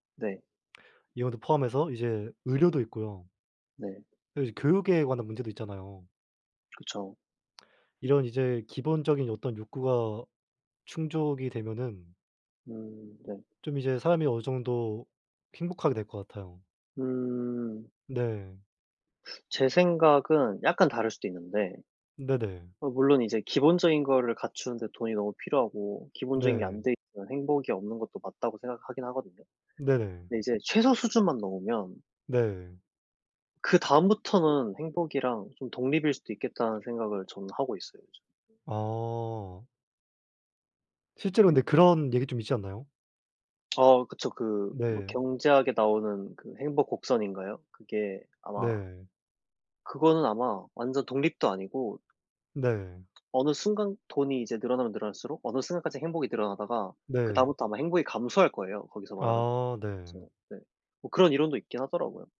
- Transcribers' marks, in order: other background noise; tapping
- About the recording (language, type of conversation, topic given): Korean, unstructured, 돈과 행복은 어떤 관계가 있다고 생각하나요?